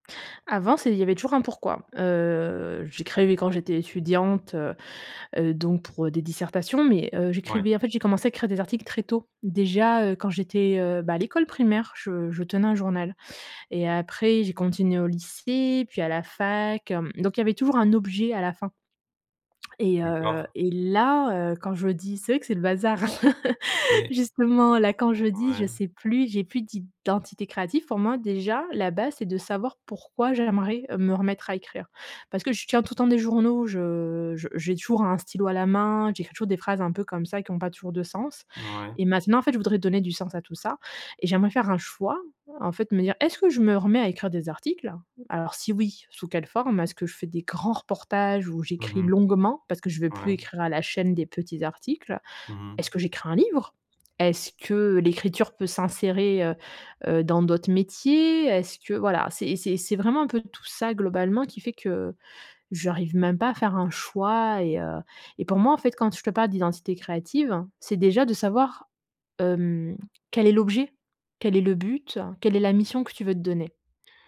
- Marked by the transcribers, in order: drawn out: "Heu"; laugh; stressed: "grands"; other background noise
- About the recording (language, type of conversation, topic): French, advice, Comment surmonter le doute sur son identité créative quand on n’arrive plus à créer ?